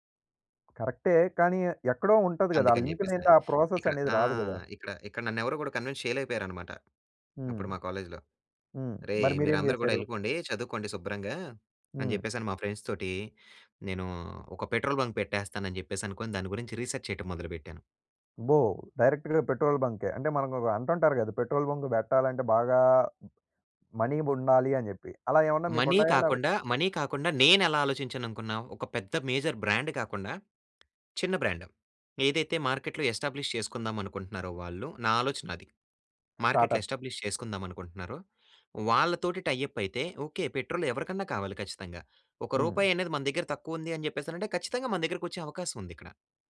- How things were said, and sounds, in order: in English: "లింక్"; in English: "ప్రాసెస్"; in English: "కన్విన్స్"; in English: "ఫ్రెండ్స్"; in English: "రిసర్చ్"; in English: "డైరెక్ట్‌గా"; stressed: "బాగా"; in English: "మనీ"; in English: "మనీ"; in English: "మేజర్ బ్రాండ్"; in English: "బ్రాండ్"; in English: "మార్కెట్‌లో ఎస్టాబ్లిష్"; in English: "మార్కెట్‌లో ఎస్టాబ్లిష్"; in English: "స్టార్ట్‌అప్"; in English: "టై అప్"
- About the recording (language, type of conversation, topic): Telugu, podcast, మీ తొలి ఉద్యోగాన్ని ప్రారంభించినప్పుడు మీ అనుభవం ఎలా ఉండింది?
- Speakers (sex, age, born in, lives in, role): male, 20-24, India, India, host; male, 25-29, India, Finland, guest